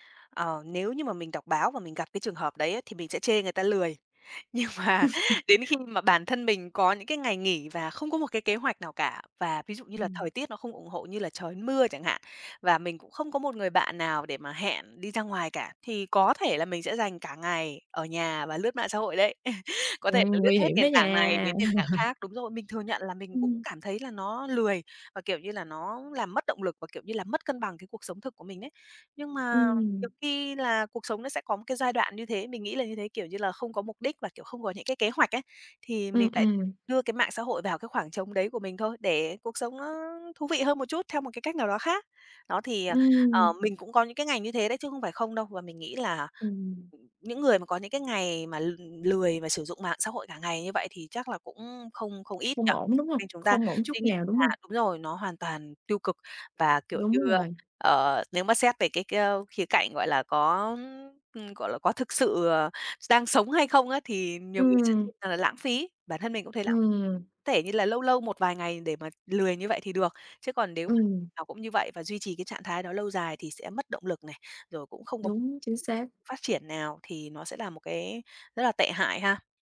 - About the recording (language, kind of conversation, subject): Vietnamese, podcast, Bạn cân bằng giữa đời sống thực và đời sống trên mạng như thế nào?
- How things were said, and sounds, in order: laughing while speaking: "Nhưng mà"; chuckle; chuckle; laugh; tapping; other background noise; unintelligible speech